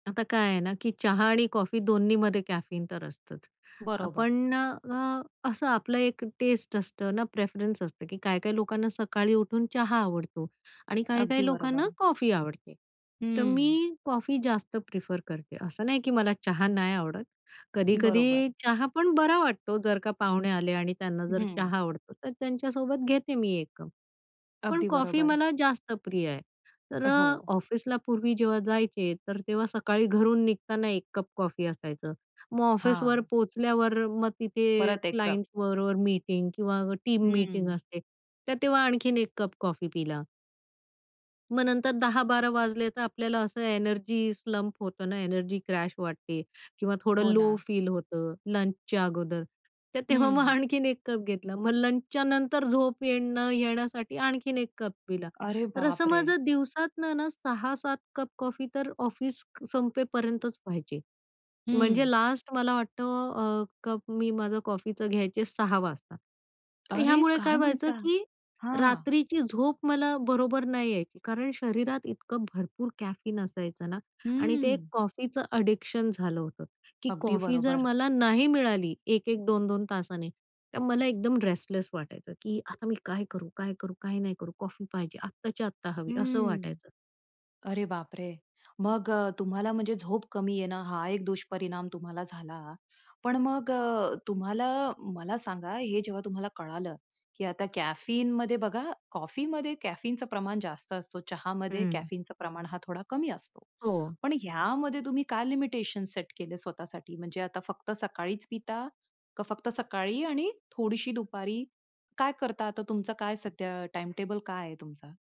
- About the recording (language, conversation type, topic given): Marathi, podcast, कॅफिनबद्दल तुमचे काही नियम आहेत का?
- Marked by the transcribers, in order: in English: "कॅफीन"; in English: "प्रेफरन्स"; other background noise; in English: "क्लायंट्सबरोबर"; in English: "टीम"; in English: "स्लंप"; in English: "क्रॅश"; in English: "लो फील"; laughing while speaking: "तर तेव्हा मग आणखीन एक कप घेतला"; surprised: "अरे बापरे!"; in English: "लास्ट"; surprised: "अरे काय म्हणता?"; in English: "कॅफीन"; in English: "एडिक्शन"; in English: "रेस्टलेस"; surprised: "अरे बापरे!"; in English: "कॅफीनमध्ये"; in English: "कॅफीनचं"; in English: "कॅफीनचं"; in English: "लिमिटेशन"